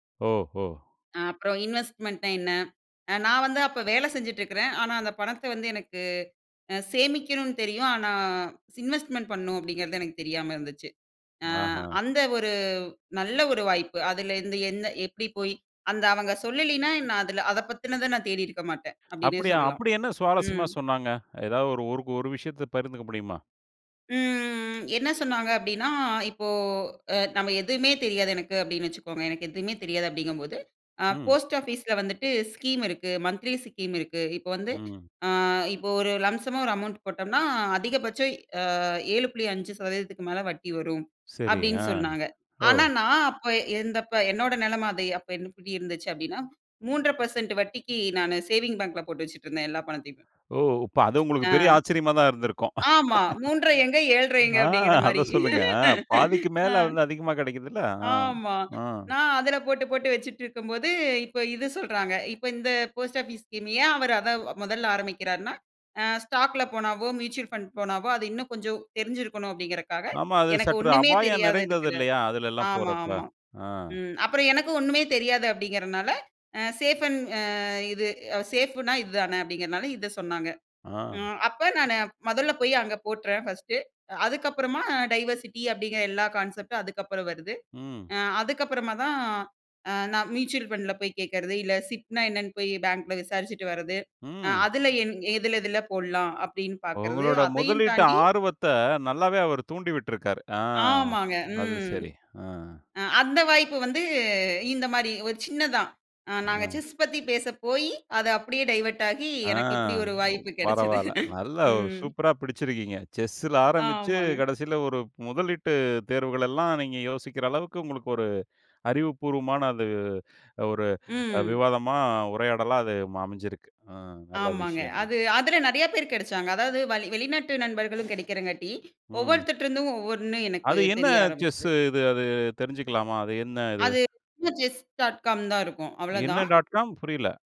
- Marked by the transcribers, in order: in English: "இன்வெஸ்ட்மென்ட்"; in English: "இன்வெஸ்ட்மென்ட்"; lip smack; in English: "ஸ்கீம்"; in English: "மன்த்லி ஸ்கீம்"; in English: "லம்ப்சம்மா"; in English: "அமௌன்ட்"; in English: "சேவிங் பேங்க்ல"; laugh; laugh; in English: "ஸ்கீம்"; in English: "ஸ்டாக்"; in English: "மியூச்சுவல் ஃபண்ட்"; in English: "சேஃப் அண்ட்"; in English: "சேஃப்"; in English: "ஃபர்ஸ்ட்டு"; in English: "டைவர்சிட்டி"; in English: "கான்செப்ட்"; in English: "மியூச்சுவல் ஃபண்ட்ல"; in English: "சிப்"; in English: "டைவர்ட்"; chuckle; unintelligible speech; in English: "டாட் காம்?"
- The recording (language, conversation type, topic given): Tamil, podcast, சிறு உரையாடலால் பெரிய வாய்ப்பு உருவாகலாமா?